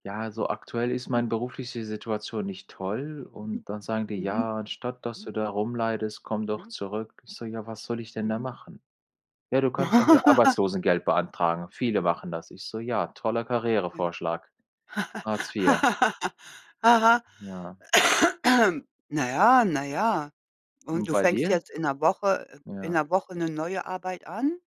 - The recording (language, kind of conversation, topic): German, unstructured, Wie reagierst du, wenn deine Familie deine Entscheidungen kritisiert?
- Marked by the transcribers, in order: other noise; chuckle; laugh; cough